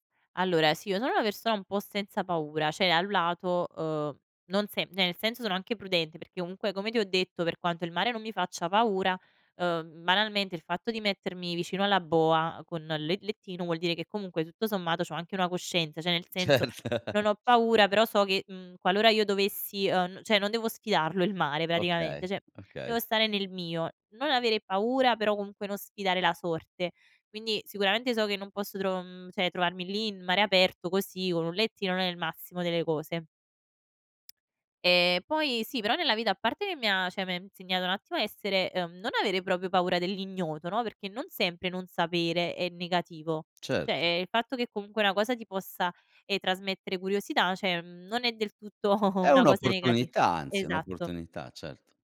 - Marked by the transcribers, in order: "cioè" said as "ceh"; "da" said as "a"; "cioè" said as "ne"; laughing while speaking: "Certo"; "cioè" said as "ceh"; chuckle; "cioè" said as "ceh"; laughing while speaking: "sfidarlo"; "Cioè" said as "ceh"; "devo" said as "evo"; "cioè" said as "ceh"; tongue click; "cioè" said as "ceh"; "ha" said as "ham"; "proprio" said as "propio"; "Cioè" said as "ceh"; "cioè" said as "ceh"; chuckle
- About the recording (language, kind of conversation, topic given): Italian, podcast, Qual è un luogo naturale che ti ha davvero emozionato?